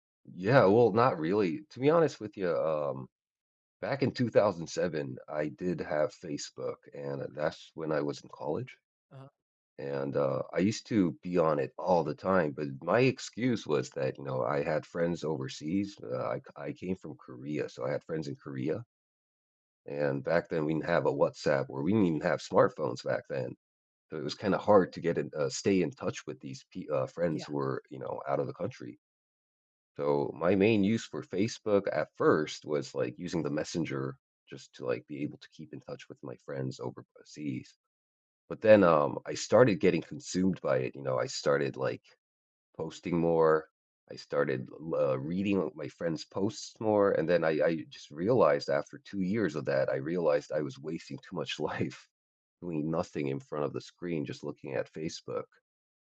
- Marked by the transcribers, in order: tapping
- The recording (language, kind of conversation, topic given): English, unstructured, Do you think people today trust each other less than they used to?